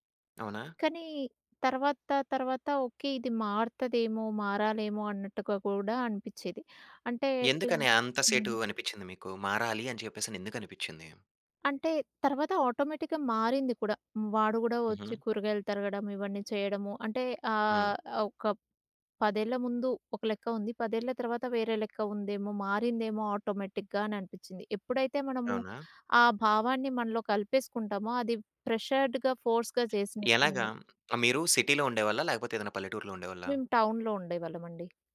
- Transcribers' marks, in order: in English: "ఆటోమేటిక్‌గా"; in English: "ఆటోమేటిక్‌గా"; in English: "ప్రెషర్డ్‌గా, ఫోర్స్‌గా"; in English: "సిటీ‌లో"; in English: "టౌన్‌లో"
- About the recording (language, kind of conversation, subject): Telugu, podcast, అమ్మాయిలు, అబ్బాయిల పాత్రలపై వివిధ తరాల అభిప్రాయాలు ఎంతవరకు మారాయి?